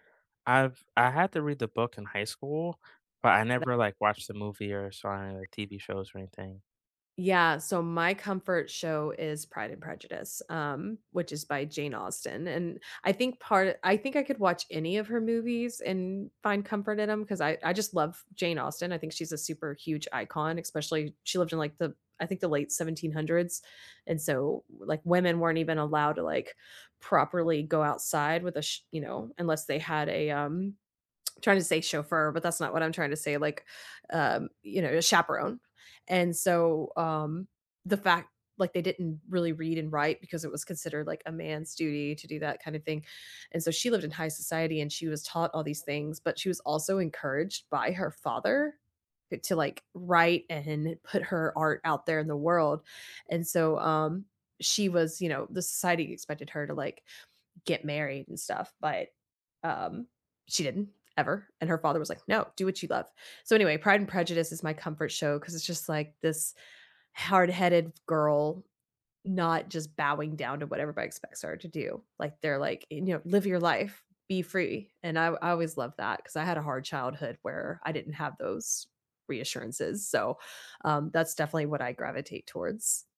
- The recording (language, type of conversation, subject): English, unstructured, Which TV shows or movies do you rewatch for comfort?
- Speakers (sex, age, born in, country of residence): female, 40-44, United States, United States; male, 40-44, United States, United States
- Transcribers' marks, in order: other background noise; unintelligible speech